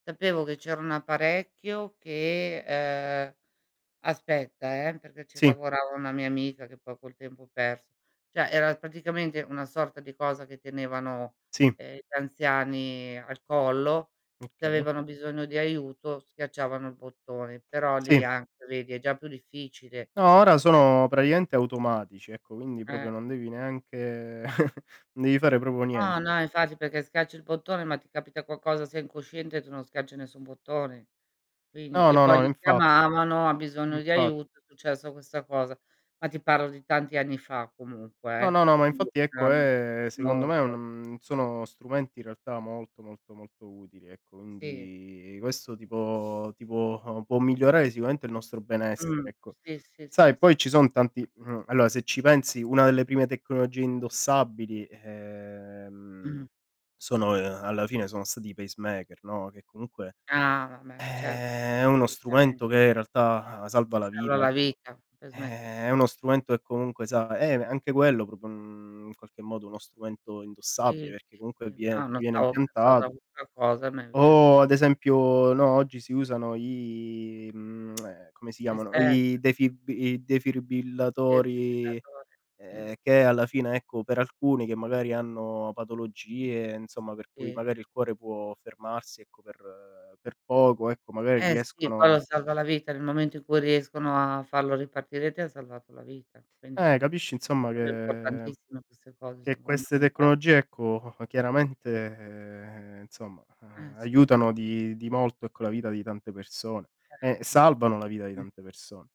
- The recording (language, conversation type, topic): Italian, unstructured, Quali effetti ha la tecnologia sul nostro sonno e sul nostro benessere?
- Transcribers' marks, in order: drawn out: "ehm"; "Cioè" said as "ceh"; tapping; chuckle; "schiacci" said as "scacci"; "schiacci" said as "scacci"; distorted speech; unintelligible speech; drawn out: "è"; drawn out: "ehm"; drawn out: "eh"; drawn out: "Eh"; drawn out: "i"; lip smack; in English: "stealth"; "defribillatori" said as "defiribillatori"; drawn out: "che"; other background noise; drawn out: "chiaramente"; unintelligible speech